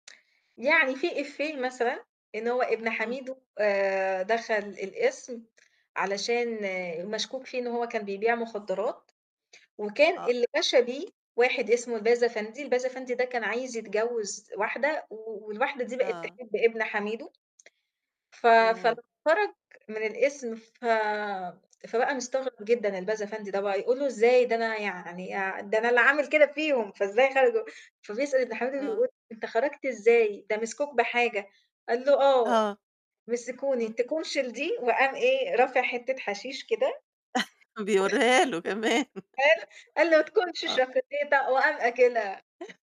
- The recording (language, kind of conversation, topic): Arabic, podcast, احكيلي عن فيلم أثّر فيك مؤخرًا؟
- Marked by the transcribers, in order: distorted speech; tapping; unintelligible speech; laugh; laughing while speaking: "بيوريها له كمان"; chuckle; laugh; put-on voice: "تكونشِ شكوليته؟"; chuckle